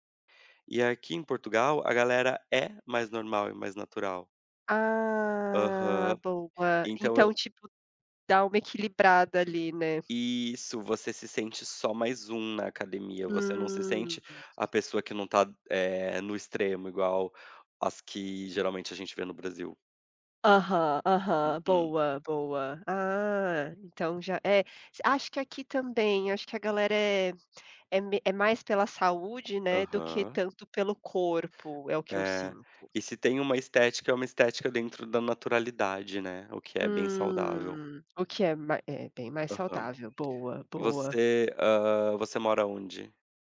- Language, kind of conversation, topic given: Portuguese, unstructured, Como você equilibra trabalho e lazer no seu dia?
- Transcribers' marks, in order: other background noise